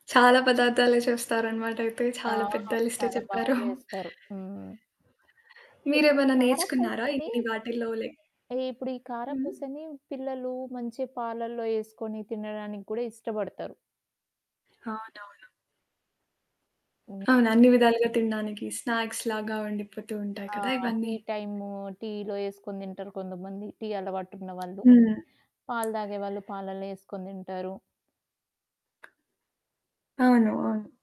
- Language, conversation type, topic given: Telugu, podcast, మీకు ఇష్టమైన సంప్రదాయ వంటకం ఏది?
- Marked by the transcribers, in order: distorted speech; chuckle; in English: "స్నాక్స్‌లాగా"; other background noise